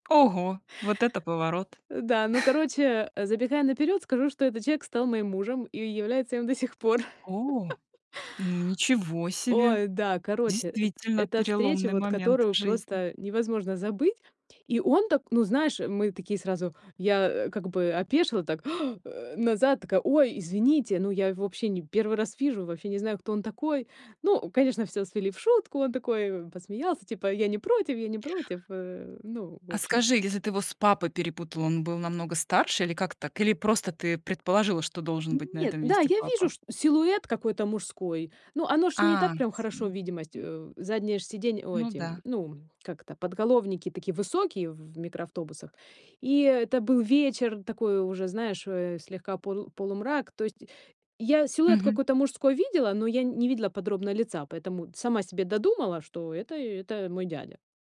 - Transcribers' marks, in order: tapping; laugh; gasp
- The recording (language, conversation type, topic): Russian, podcast, Когда случайная встреча резко изменила твою жизнь?
- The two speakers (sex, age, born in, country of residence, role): female, 40-44, Russia, Mexico, host; female, 40-44, Ukraine, United States, guest